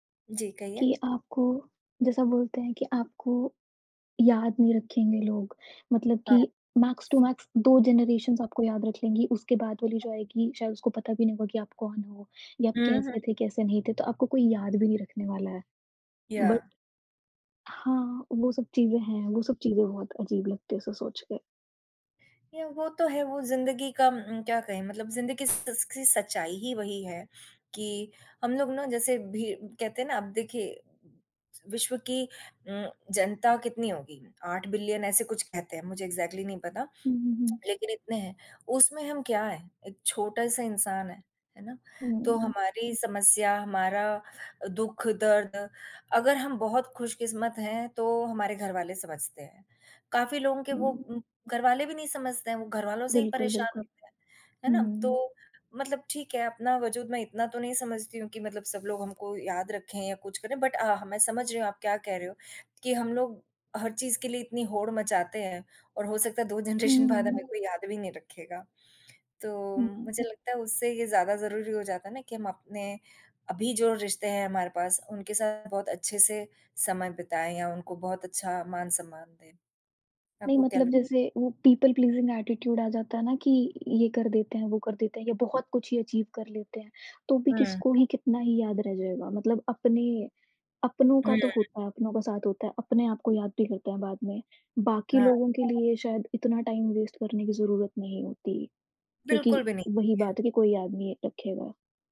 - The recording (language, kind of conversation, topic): Hindi, unstructured, जिस इंसान को आपने खोया है, उसने आपको क्या सिखाया?
- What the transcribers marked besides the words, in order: other background noise; tapping; in English: "मैक्स टू मैक्स"; in English: "जनेरेशन्स"; in English: "बट"; in English: "बिलियन"; in English: "एग्ज़ैक्टली"; lip smack; in English: "जनरेशन"; laughing while speaking: "जनरेशन"; in English: "पीपल प्लीज़िंग एटीट्यूड"; other noise; in English: "अचीव"; in English: "टाइम वेस्ट"